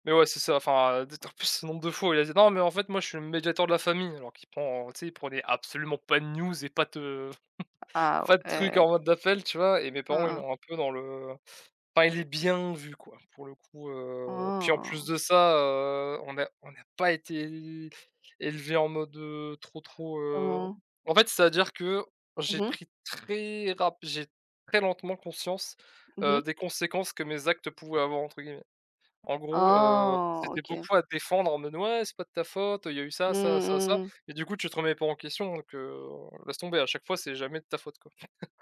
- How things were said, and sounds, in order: chuckle; "pas" said as "fa"; stressed: "bien"; drawn out: "Ah"; chuckle
- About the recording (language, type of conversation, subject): French, unstructured, Quel est ton meilleur souvenir d’enfance ?